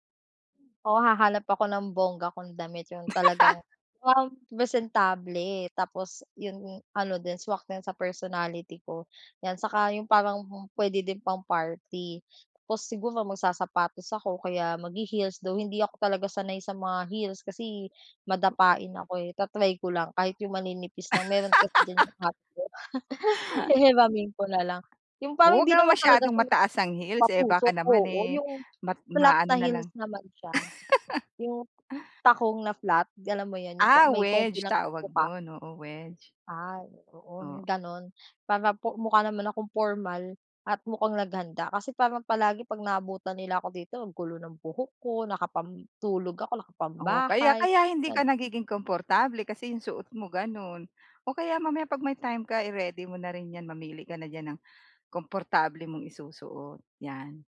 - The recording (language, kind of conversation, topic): Filipino, advice, Paano ako makikisalamuha nang komportable sa mga pagtitipon at pagdiriwang?
- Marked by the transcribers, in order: laugh; other background noise; laugh; giggle; laugh; "alam" said as "galam"; in English: "wedge"; in English: "wedge"